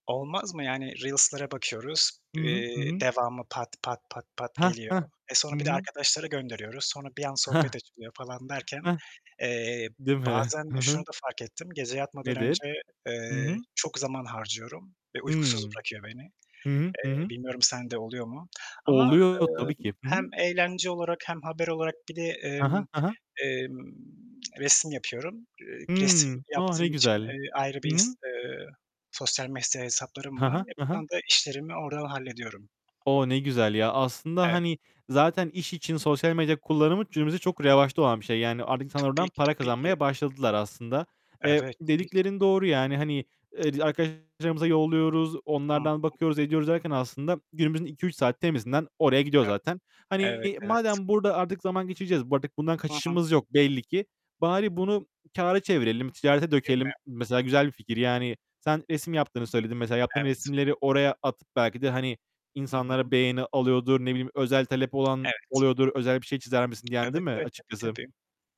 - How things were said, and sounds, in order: other background noise; tapping; distorted speech; "medya" said as "mesya"
- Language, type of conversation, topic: Turkish, unstructured, Sosyal medyanın hayatımızdaki yeri nedir?